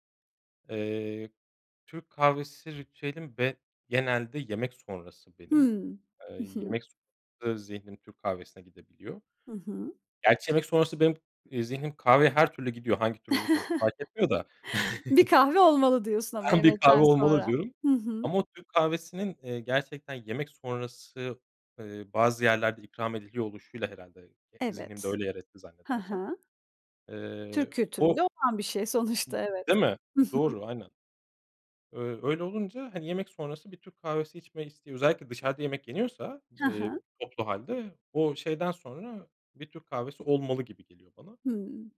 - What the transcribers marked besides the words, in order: other background noise; chuckle; unintelligible speech; laughing while speaking: "sonuçta"; tapping
- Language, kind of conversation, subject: Turkish, podcast, Sabah kahve ya da çay ritüelin nedir, anlatır mısın?